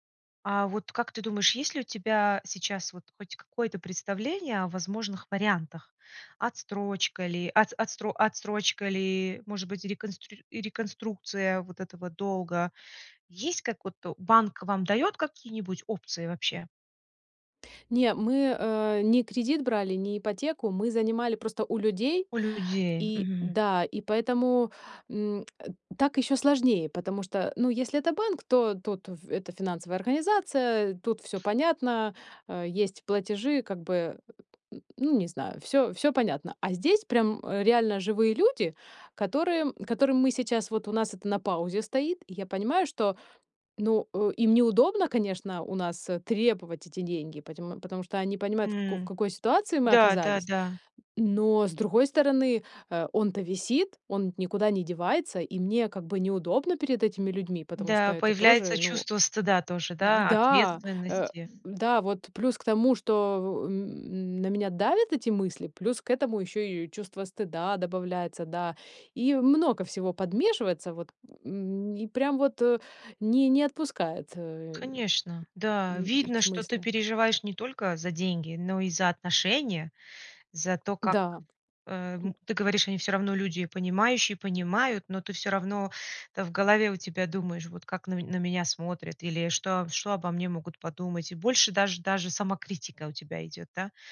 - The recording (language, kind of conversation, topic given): Russian, advice, Как мне справиться со страхом из-за долгов и финансовых обязательств?
- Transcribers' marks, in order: other background noise; tapping; "ведь" said as "ить"; other noise